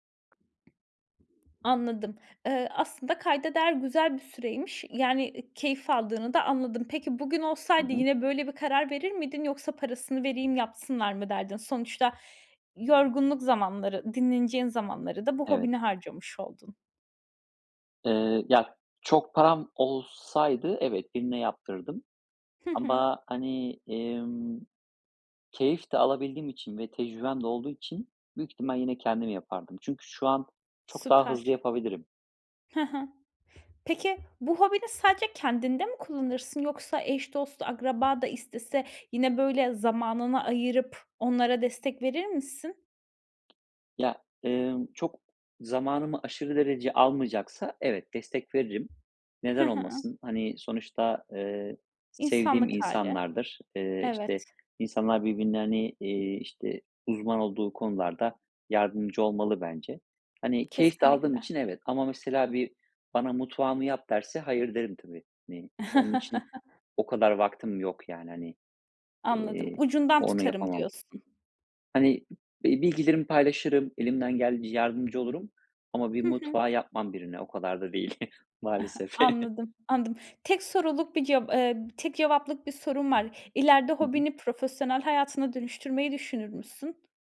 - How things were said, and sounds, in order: other background noise; tapping; chuckle; chuckle
- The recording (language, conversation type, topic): Turkish, podcast, Zamanını yönetirken hobine nasıl vakit ayırıyorsun?